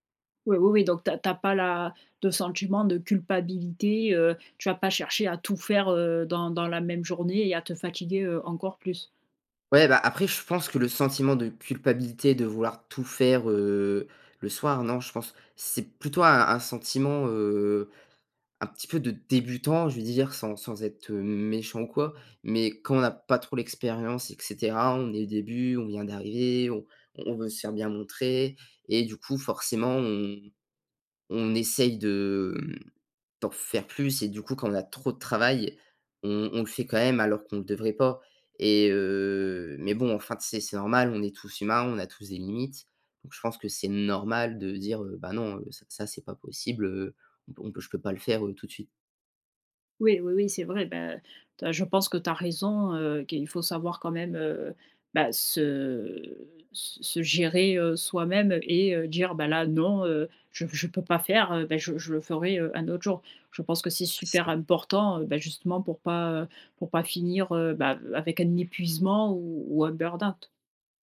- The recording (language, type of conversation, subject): French, podcast, Comment gères-tu ton équilibre entre vie professionnelle et vie personnelle au quotidien ?
- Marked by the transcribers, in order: drawn out: "heu"; stressed: "normal"; background speech